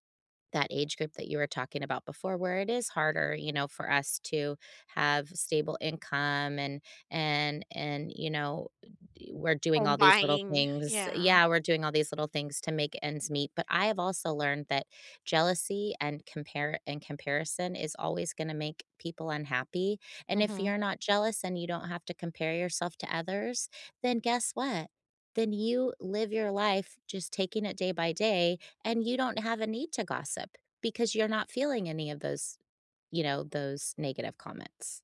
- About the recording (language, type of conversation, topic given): English, unstructured, Is it wrong to gossip about someone behind their back?
- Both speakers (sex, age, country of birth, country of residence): female, 45-49, United States, United States; female, 55-59, United States, United States
- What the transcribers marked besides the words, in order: none